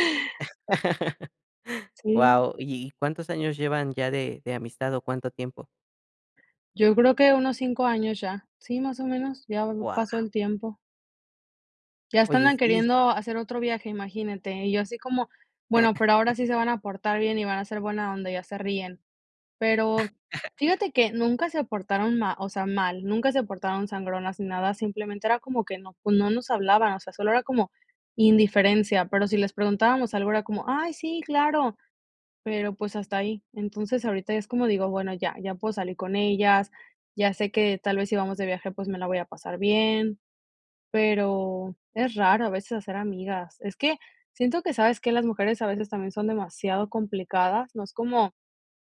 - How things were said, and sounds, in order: laugh; chuckle; chuckle
- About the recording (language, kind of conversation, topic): Spanish, podcast, ¿Qué amistad empezó de forma casual y sigue siendo clave hoy?